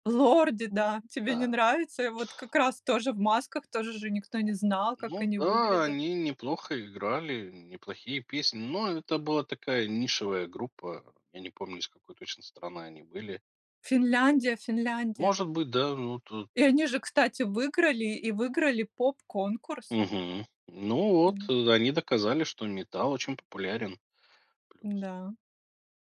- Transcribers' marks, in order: other background noise
- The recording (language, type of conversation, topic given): Russian, podcast, Что повлияло на твой музыкальный вкус в детстве?